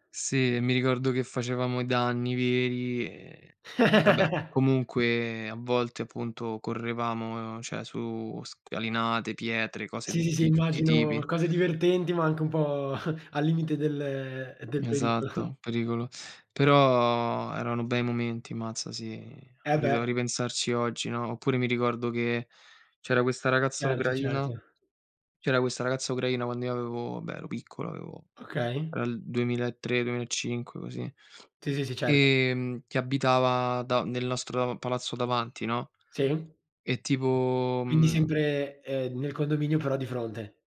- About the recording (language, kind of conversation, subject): Italian, unstructured, Qual è il ricordo più bello della tua infanzia?
- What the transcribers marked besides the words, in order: chuckle; "cioè" said as "ceh"; chuckle; "ammazza" said as "mmazza"